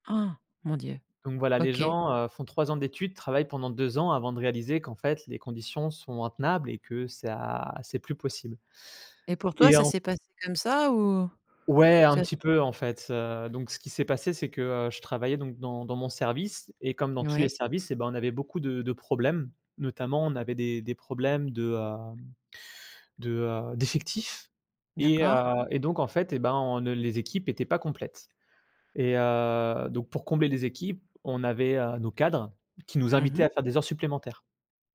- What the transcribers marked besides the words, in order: other background noise; stressed: "d'effectifs"; stressed: "cadres"
- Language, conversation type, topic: French, podcast, Comment savoir quand il est temps de quitter son travail ?